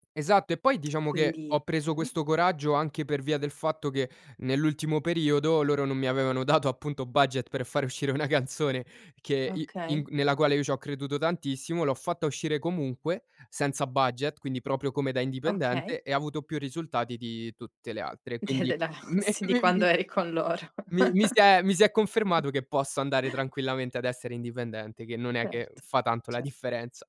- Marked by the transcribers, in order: laughing while speaking: "canzone"; unintelligible speech; laughing while speaking: "me mim"; laughing while speaking: "eri con loro"; chuckle; other background noise
- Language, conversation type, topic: Italian, podcast, Come gestisci la pigrizia o la mancanza di motivazione?